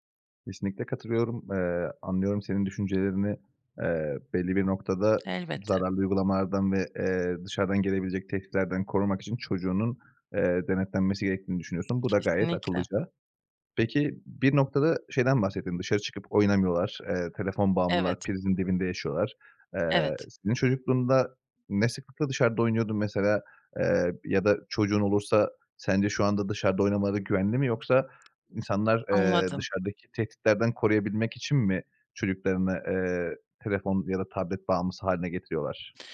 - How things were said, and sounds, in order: other background noise; tapping
- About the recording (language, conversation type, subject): Turkish, podcast, Telefon olmadan bir gün geçirsen sence nasıl olur?